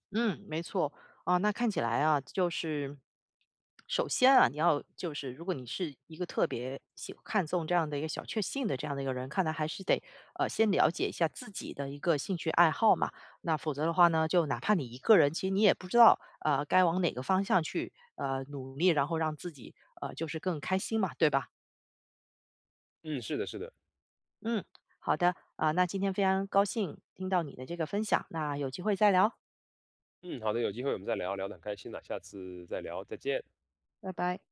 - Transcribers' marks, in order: none
- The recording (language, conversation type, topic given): Chinese, podcast, 能聊聊你日常里的小确幸吗？